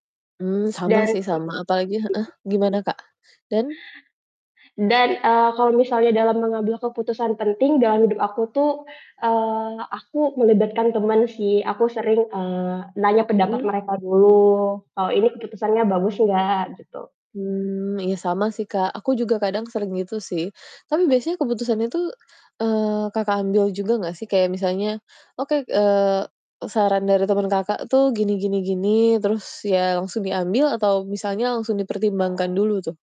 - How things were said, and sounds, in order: distorted speech; mechanical hum; chuckle; other background noise; static
- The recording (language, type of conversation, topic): Indonesian, unstructured, Apa pengaruh teman dekat terhadap keputusan penting dalam hidupmu?
- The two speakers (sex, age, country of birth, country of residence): female, 25-29, Indonesia, Indonesia; female, 30-34, Indonesia, Indonesia